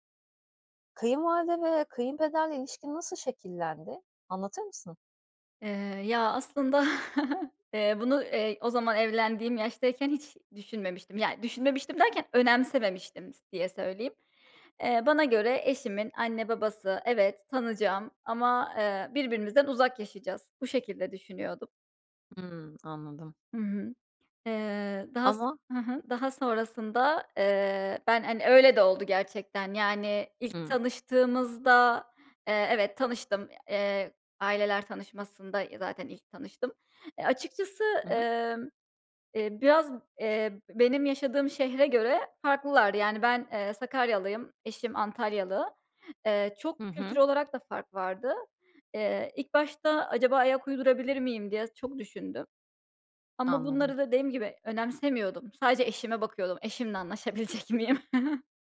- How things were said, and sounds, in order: chuckle; laughing while speaking: "anlaşabilecek miyim?"; chuckle
- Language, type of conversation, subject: Turkish, podcast, Kayınvalideniz veya kayınpederinizle ilişkiniz zaman içinde nasıl şekillendi?